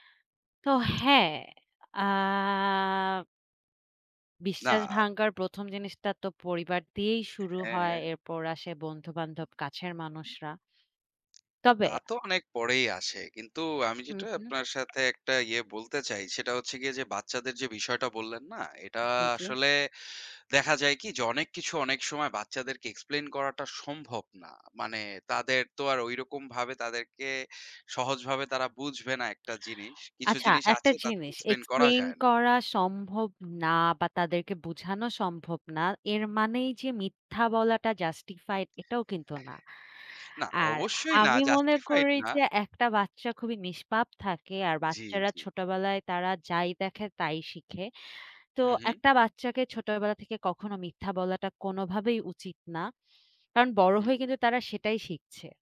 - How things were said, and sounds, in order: drawn out: "আ"; tapping; in English: "Explain"; in English: "Explain"; in English: "Explain"; in English: "Justified"; in English: "Justified"
- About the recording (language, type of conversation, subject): Bengali, unstructured, মানুষের মধ্যে বিশ্বাস গড়ে তোলা কেন এত কঠিন?